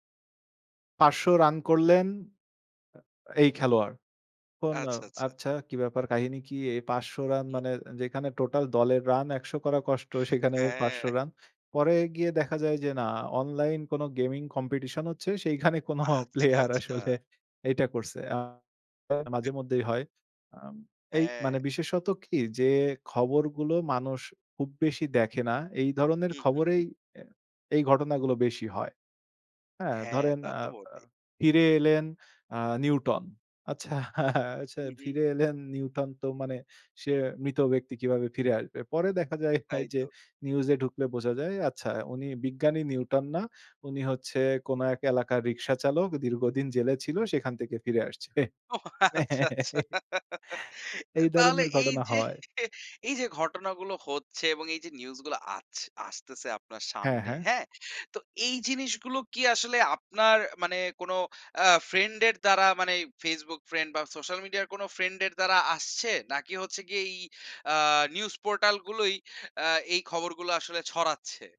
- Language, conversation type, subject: Bengali, podcast, ফেক নিউজ চিনতে তুমি কী টিপস দাও?
- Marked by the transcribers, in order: laughing while speaking: "হ্যাঁ"; laughing while speaking: "কোন প্লেয়ার আসলে"; unintelligible speech; unintelligible speech; tapping; laughing while speaking: "আচ্ছা"; laughing while speaking: "ও আচ্ছা, আচ্ছা"; chuckle